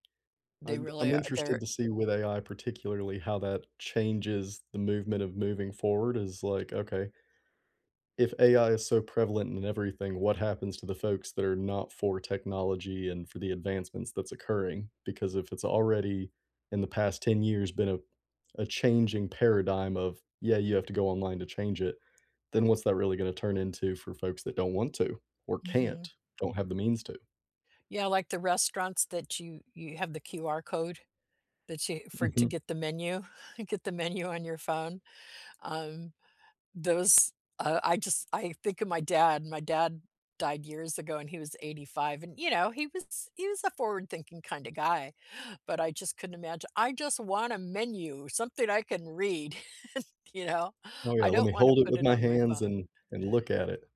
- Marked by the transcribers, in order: laughing while speaking: "menu"; chuckle; laughing while speaking: "You know?"
- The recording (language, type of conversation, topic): English, unstructured, Can nostalgia sometimes keep us from moving forward?
- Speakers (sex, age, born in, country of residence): female, 70-74, United States, United States; male, 30-34, United States, United States